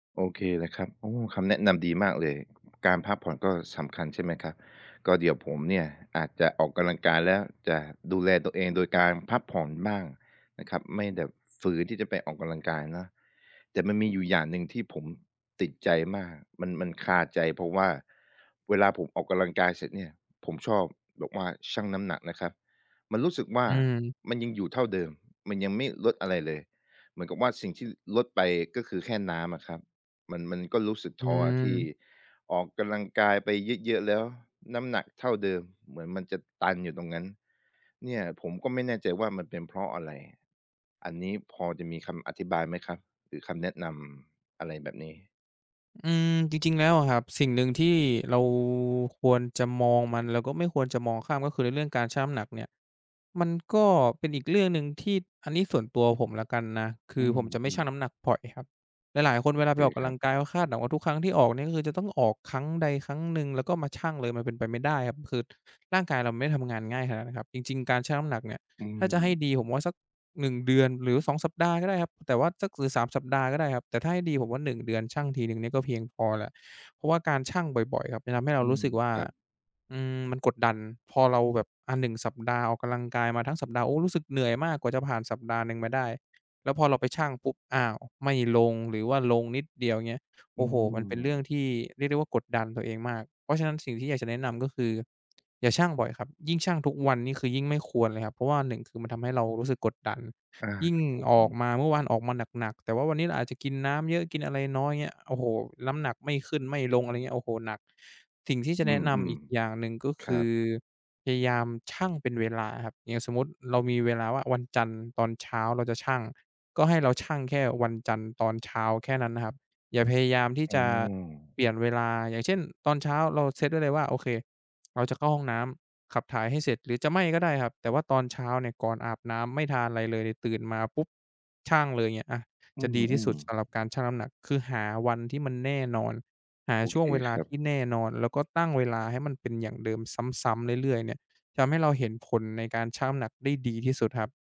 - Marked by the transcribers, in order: other background noise; drawn out: "อืม"; drawn out: "อืม"; tapping; drawn out: "อืม"; drawn out: "อืม"; inhale; drawn out: "อ้อ"
- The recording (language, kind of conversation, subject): Thai, advice, คุณอยากกลับมาออกกำลังกายอีกครั้งหลังหยุดไปสองสามสัปดาห์ได้อย่างไร?